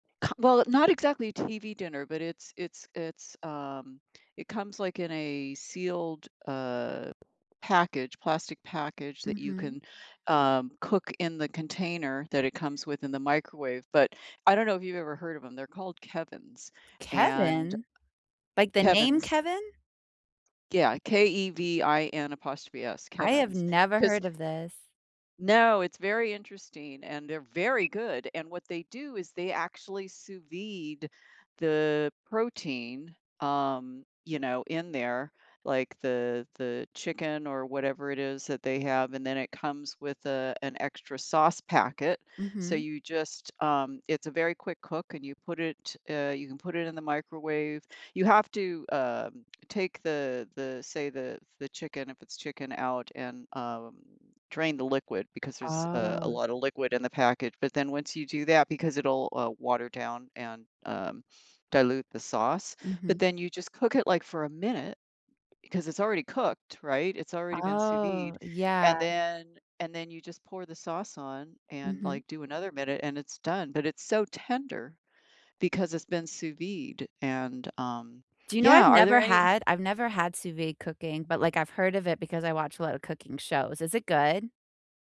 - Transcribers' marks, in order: none
- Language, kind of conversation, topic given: English, unstructured, What is something surprising about the way we cook today?